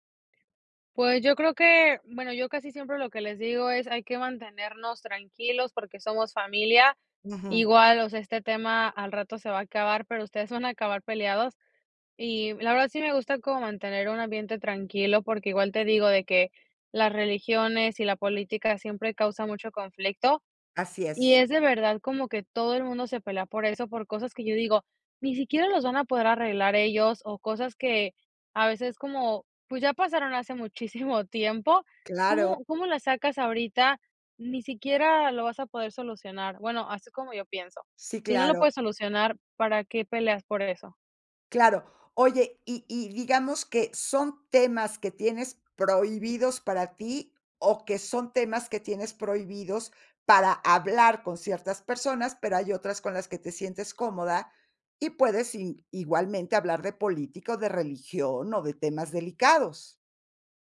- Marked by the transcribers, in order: giggle; giggle
- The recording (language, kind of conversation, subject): Spanish, podcast, ¿Cómo puedes expresar tu punto de vista sin pelear?